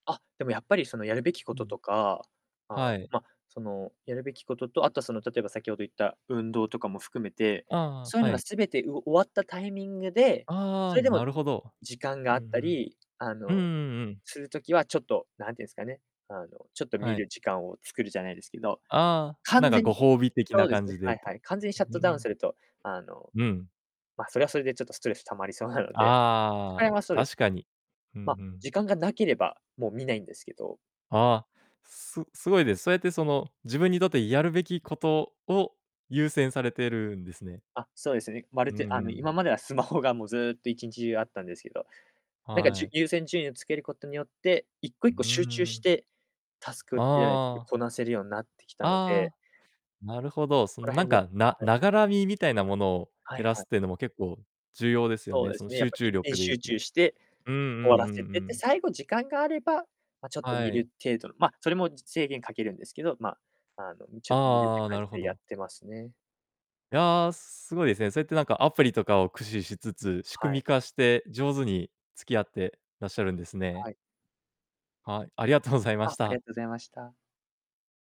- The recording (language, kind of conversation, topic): Japanese, podcast, スマホの使いすぎを、どうやってコントロールしていますか？
- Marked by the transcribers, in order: distorted speech; other background noise